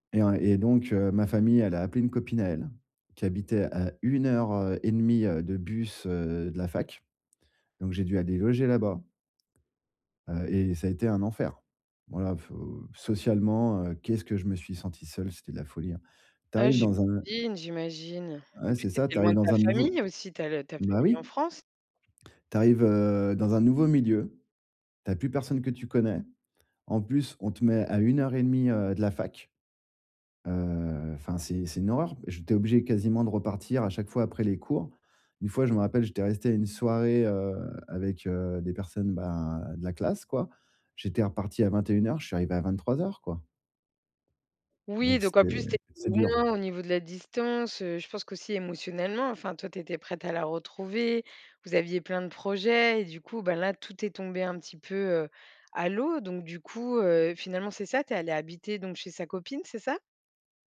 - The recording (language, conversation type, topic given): French, advice, Comment gérer la nostalgie et la solitude après avoir déménagé loin de sa famille ?
- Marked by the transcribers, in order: none